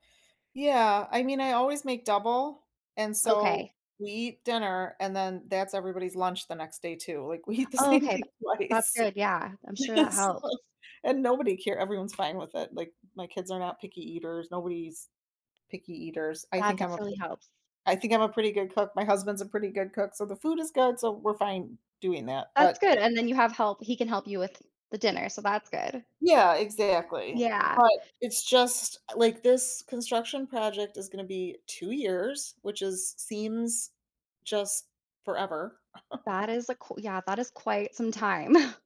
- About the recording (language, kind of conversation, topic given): English, advice, How can I set boundaries so I have time for family and hobbies?
- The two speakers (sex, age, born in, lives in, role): female, 40-44, United States, United States, advisor; female, 45-49, United States, United States, user
- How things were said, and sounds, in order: laughing while speaking: "we eat the same thing twice"; chuckle; tapping; chuckle; chuckle